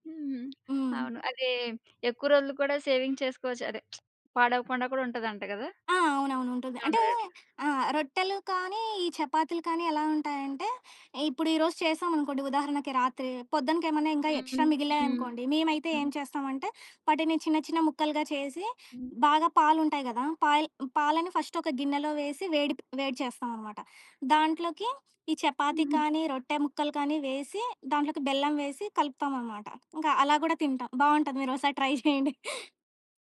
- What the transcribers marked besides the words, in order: other background noise; in English: "సేవింగ్"; lip smack; in English: "ఎక్స్‌ట్రా"; in English: "ఫస్ట్"; tapping; in English: "ట్రై"; giggle
- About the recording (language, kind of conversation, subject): Telugu, podcast, సింపుల్‌గా, రుచికరంగా ఉండే డిన్నర్ ఐడియాలు కొన్ని చెప్పగలరా?